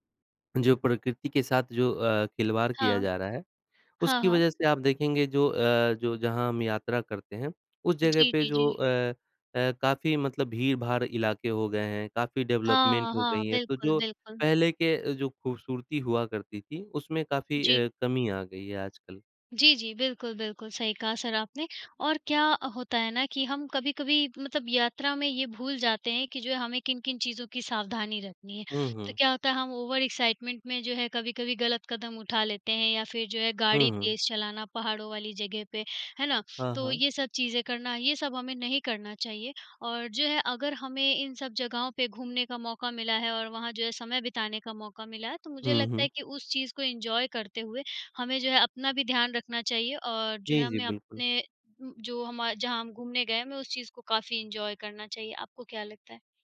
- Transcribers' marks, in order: in English: "डेवलपमेंट"; in English: "ओवर एक्साइटमेंट"; in English: "एन्जॉय"; in English: "एन्जॉय"
- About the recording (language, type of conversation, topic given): Hindi, unstructured, यात्रा के दौरान आपको सबसे ज़्यादा खुशी किस बात से मिलती है?